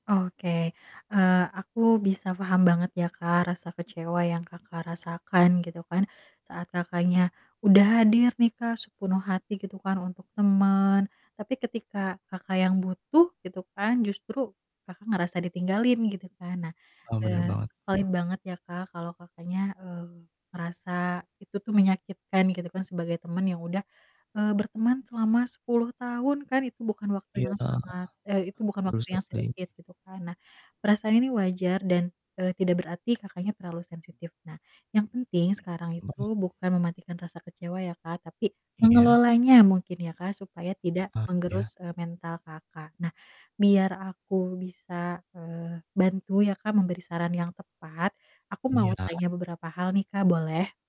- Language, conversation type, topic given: Indonesian, advice, Bagaimana cara mengendalikan rasa marah dan kecewa saat terjadi konflik dengan teman dekat?
- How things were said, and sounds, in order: "sepenuh" said as "sepunuh"; static; distorted speech; other background noise; unintelligible speech